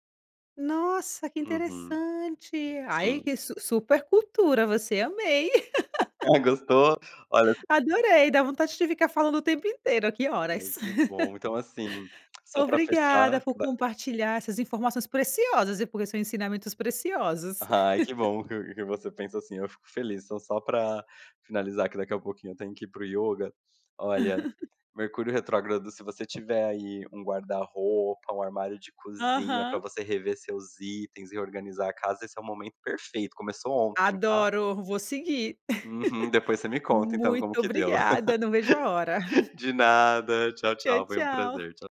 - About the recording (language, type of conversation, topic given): Portuguese, podcast, Como você evita que uma conversa vire briga?
- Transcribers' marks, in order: chuckle; laugh; chuckle; laugh; laugh; laugh; chuckle